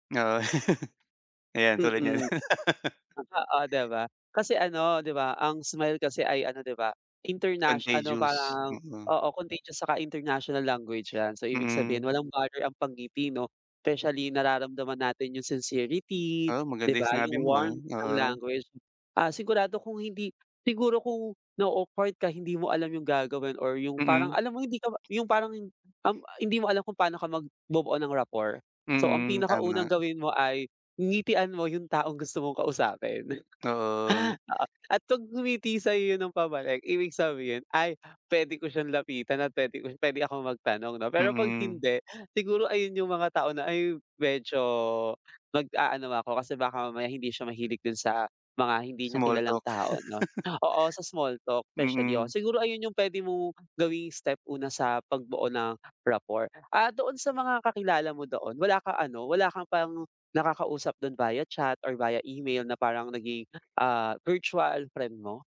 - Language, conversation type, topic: Filipino, advice, Paano ko mapapahusay ang praktikal na kasanayan ko sa komunikasyon kapag lumipat ako sa bagong lugar?
- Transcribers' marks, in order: chuckle; tapping; other background noise; laugh; in English: "rapport"; chuckle; chuckle; in English: "rapport"